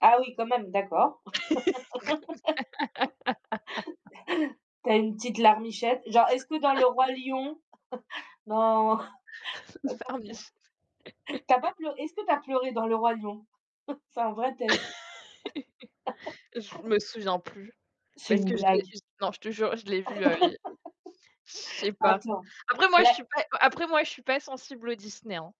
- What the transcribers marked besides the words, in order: laugh; laughing while speaking: "Pour combien ?"; laugh; laugh; chuckle; laugh; laugh; laugh; distorted speech; chuckle; laugh
- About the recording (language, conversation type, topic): French, unstructured, Quel film vous a fait ressentir le plus d’empathie pour des personnages en difficulté ?